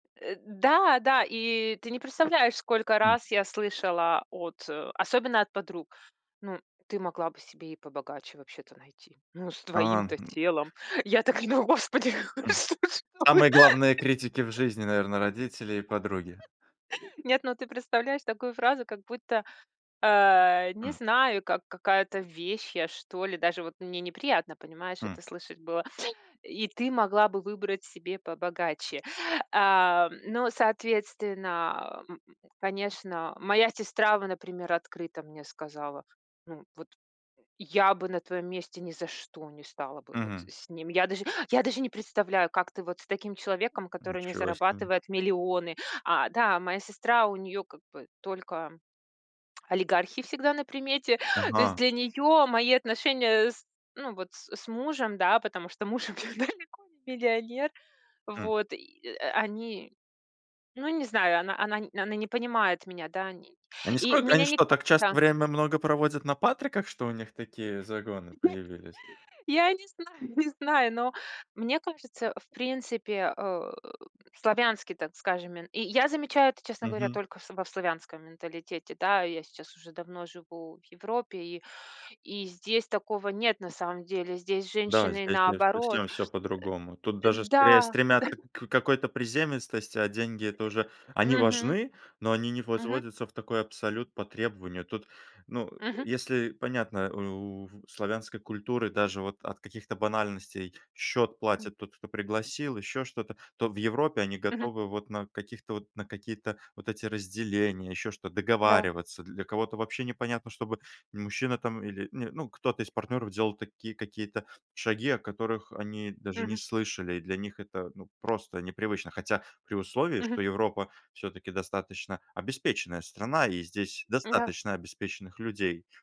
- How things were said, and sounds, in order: other noise; other background noise; laughing while speaking: "так и говорю: Господи!"; unintelligible speech; laughing while speaking: "у меня далеко не миллионер"; chuckle; laughing while speaking: "знаю"; grunt; laughing while speaking: "да"; grunt; tapping
- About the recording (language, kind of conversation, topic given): Russian, podcast, Как вы решаете, чему отдавать приоритет в жизни?